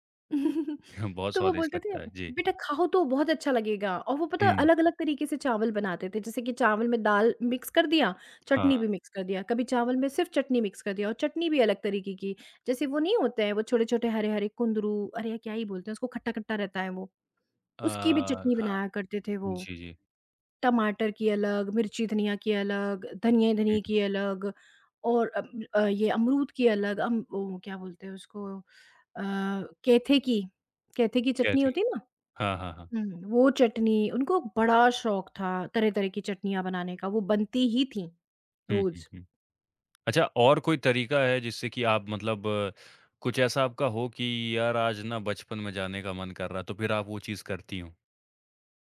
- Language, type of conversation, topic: Hindi, podcast, आपको किन घरेलू खुशबुओं से बचपन की यादें ताज़ा हो जाती हैं?
- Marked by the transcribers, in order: chuckle; laughing while speaking: "हाँ"; in English: "मिक्स"; in English: "मिक्स"; in English: "मिक्स"; tapping